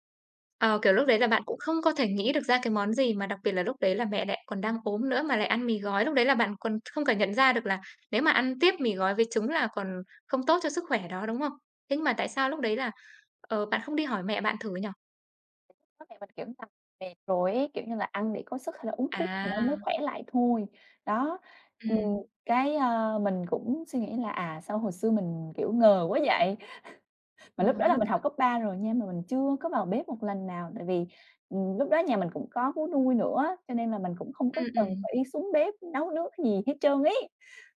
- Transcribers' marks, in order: tapping; other background noise; unintelligible speech; unintelligible speech; laugh
- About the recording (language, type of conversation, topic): Vietnamese, podcast, Bạn có thể kể về một kỷ niệm ẩm thực khiến bạn nhớ mãi không?